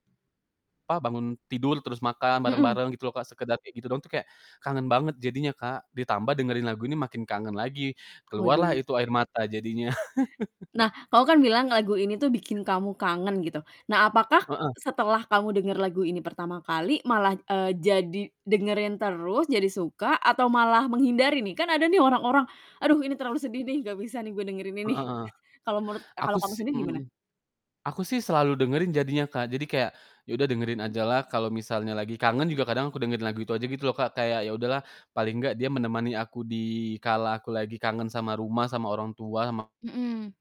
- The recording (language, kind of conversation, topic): Indonesian, podcast, Lagu apa yang mengingatkan kamu pada rumah atau keluarga?
- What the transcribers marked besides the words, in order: chuckle; other background noise; distorted speech